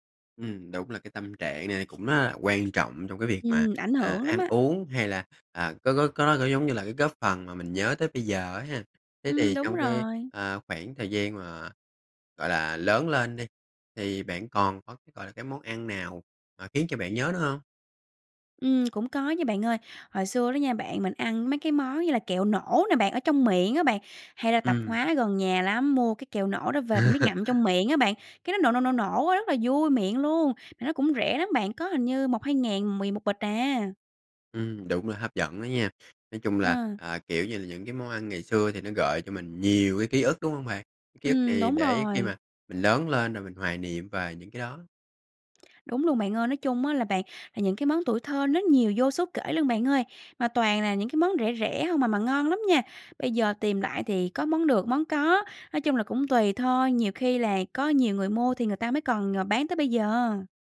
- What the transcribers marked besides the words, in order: other background noise; tapping; lip smack; laugh
- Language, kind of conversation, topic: Vietnamese, podcast, Bạn có thể kể một kỷ niệm ăn uống thời thơ ấu của mình không?